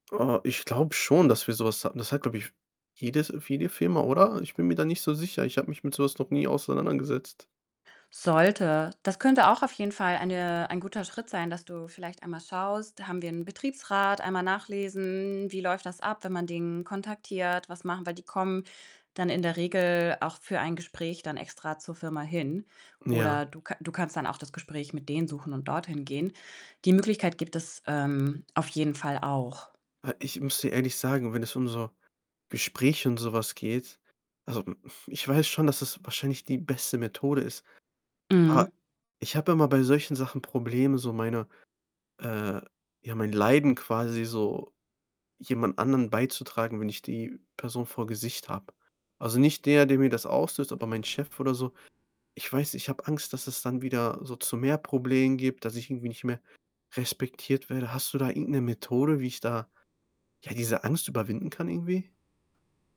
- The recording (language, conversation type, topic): German, advice, Wie kann ich damit umgehen, wenn ein Kollege meine Arbeit wiederholt kritisiert und ich mich dadurch angegriffen fühle?
- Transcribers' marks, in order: distorted speech; other background noise; tapping